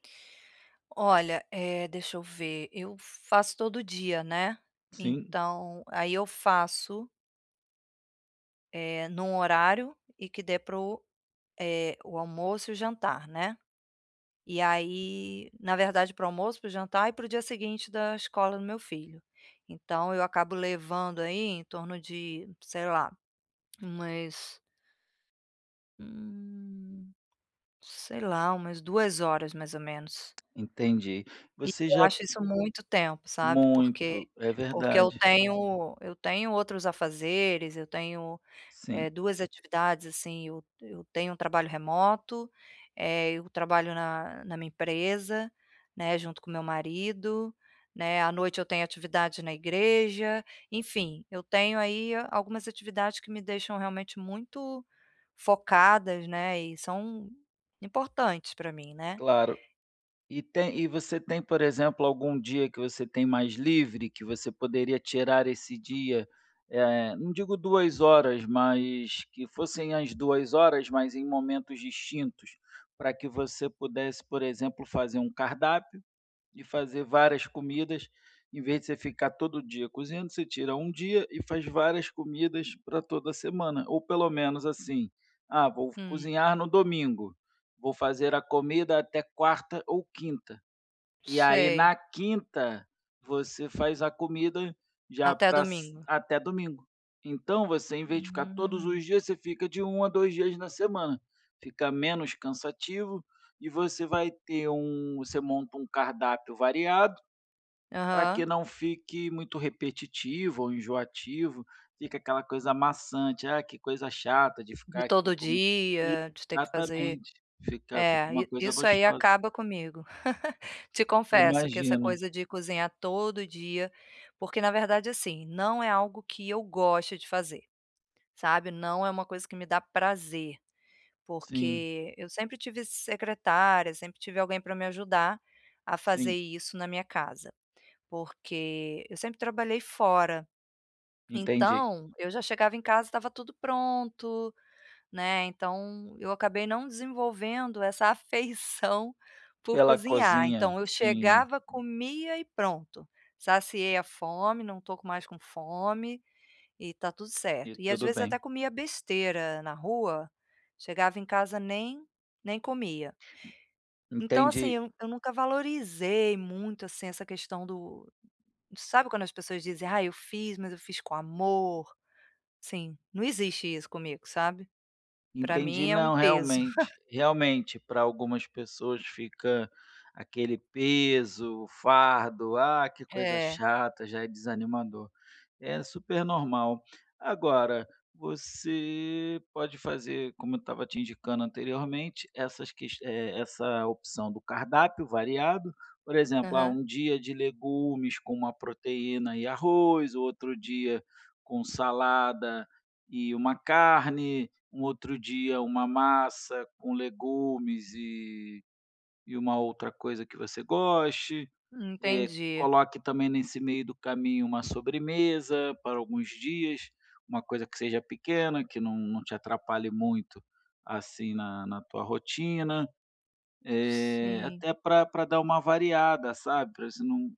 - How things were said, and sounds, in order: other background noise; tapping; tongue click; drawn out: "hum"; chuckle; chuckle
- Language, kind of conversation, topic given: Portuguese, advice, Como posso preparar refeições saudáveis em menos tempo?